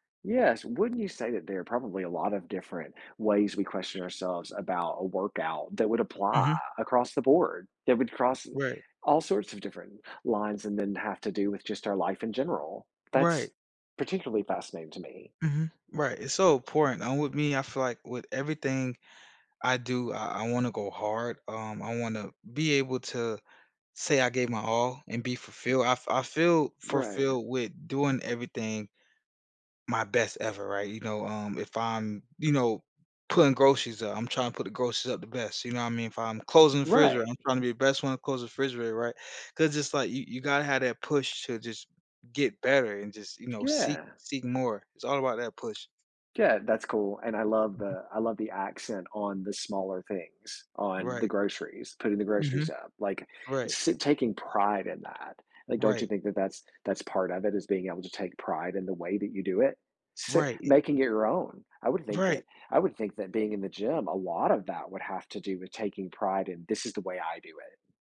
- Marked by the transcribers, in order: other background noise; tapping
- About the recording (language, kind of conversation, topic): English, podcast, What are some effective ways to build a lasting fitness habit as a beginner?
- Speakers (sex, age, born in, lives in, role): male, 30-34, United States, United States, guest; male, 50-54, United States, United States, host